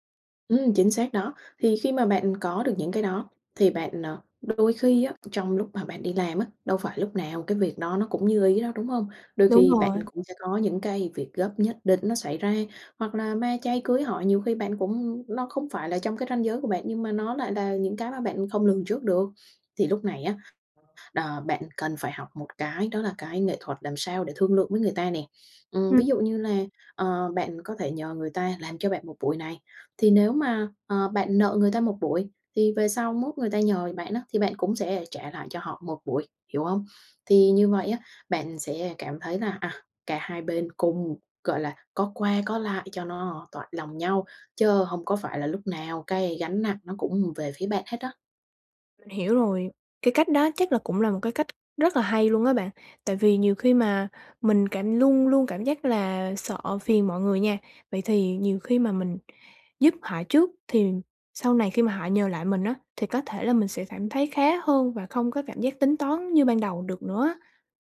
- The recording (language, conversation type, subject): Vietnamese, advice, Làm thế nào để cân bằng lợi ích cá nhân và lợi ích tập thể ở nơi làm việc?
- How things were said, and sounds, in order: other background noise; tapping; unintelligible speech